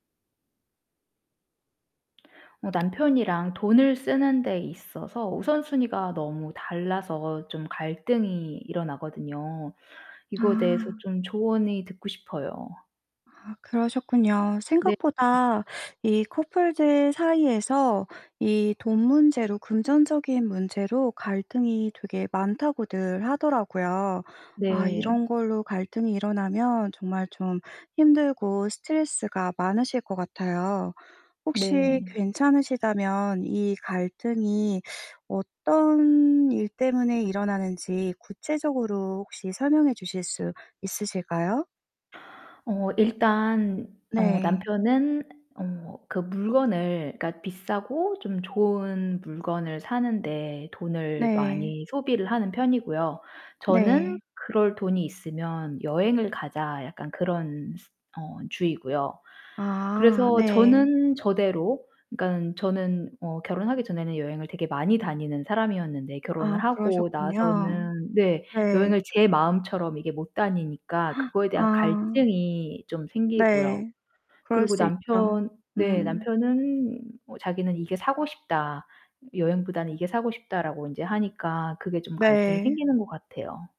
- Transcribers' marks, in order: other background noise; distorted speech; tapping; gasp
- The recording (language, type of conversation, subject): Korean, advice, 배우자나 파트너와 돈 쓰는 문제로 갈등이 생길 때 어떻게 해결하면 좋을까요?